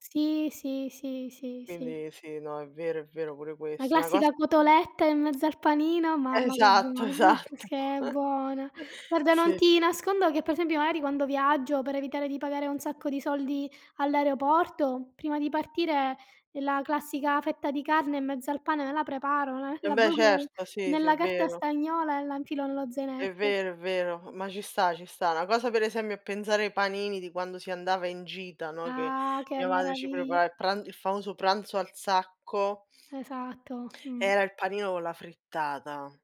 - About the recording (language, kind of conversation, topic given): Italian, unstructured, Qual è il tuo ricordo più bello legato al cibo?
- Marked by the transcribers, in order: tapping; other background noise; laughing while speaking: "Esatto, esatto"; chuckle; "esempio" said as "esembio"